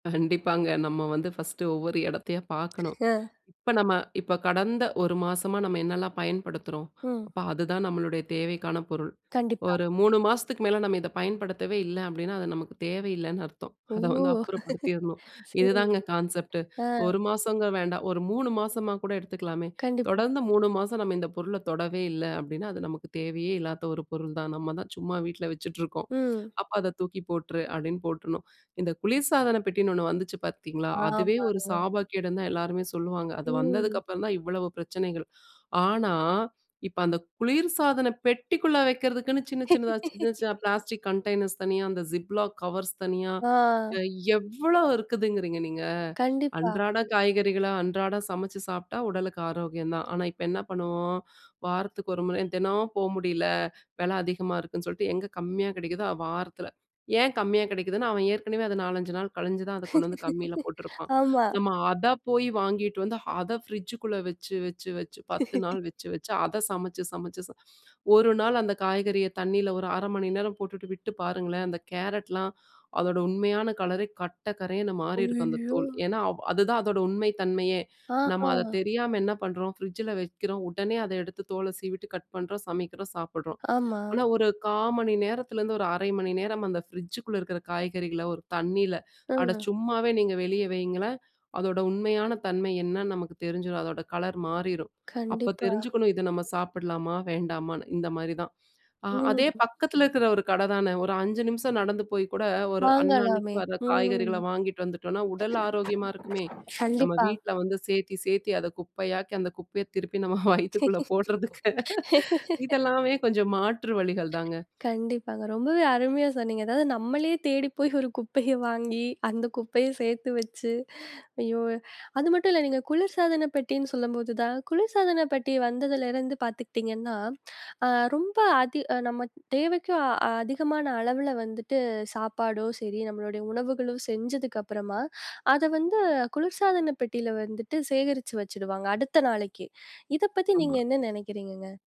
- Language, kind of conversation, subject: Tamil, podcast, வீட்டிலுள்ள பொருட்களை குறைத்து சுறுசுறுப்பாக வாழ்வதற்கு என்ன செய்யலாம்?
- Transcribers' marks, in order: other background noise; laugh; in English: "கான்செப்ட்டு!"; laugh; in English: "பிளாஸ்டிக் கண்டெய்னர்ஸ்"; in English: "ஜிப்லாக் கவர்ஸ்"; stressed: "எவ்வளோ"; laugh; laugh; surprised: "ஐயோ!"; other noise; laugh; laughing while speaking: "வயித்துக்குள்ள போடறதுக்கு"; laughing while speaking: "ஒரு குப்பைய வாங்கி"